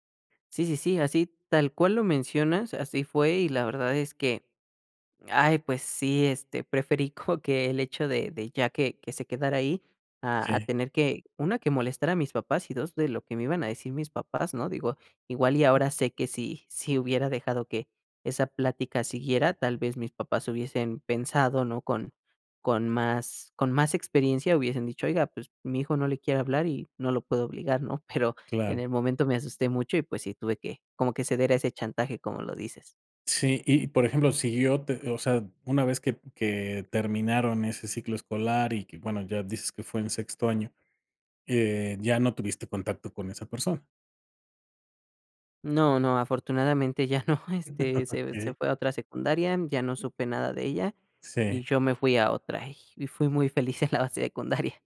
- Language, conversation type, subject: Spanish, podcast, ¿Cuál fue un momento que cambió tu vida por completo?
- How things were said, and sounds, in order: other background noise; laughing while speaking: "ya no"; chuckle; laughing while speaking: "feliz en la secundaria"